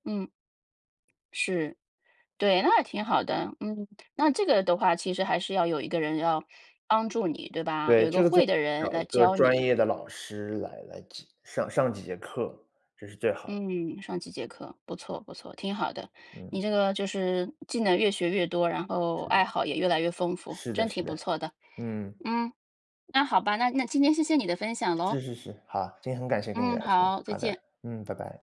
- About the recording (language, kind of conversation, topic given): Chinese, podcast, 自学一门技能应该从哪里开始？
- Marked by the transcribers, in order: none